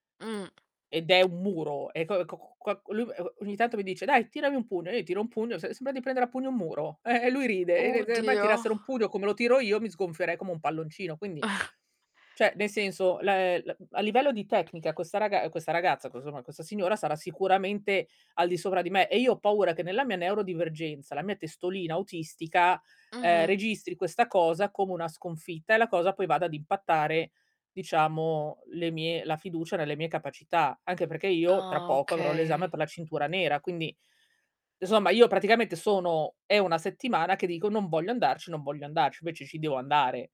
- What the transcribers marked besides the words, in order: tapping; distorted speech; laughing while speaking: "eh"; chuckle; "cioè" said as "ceh"; other background noise; unintelligible speech; "invece" said as "vece"
- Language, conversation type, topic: Italian, advice, Come posso superare la mancanza di fiducia nelle mie capacità per raggiungere un nuovo obiettivo?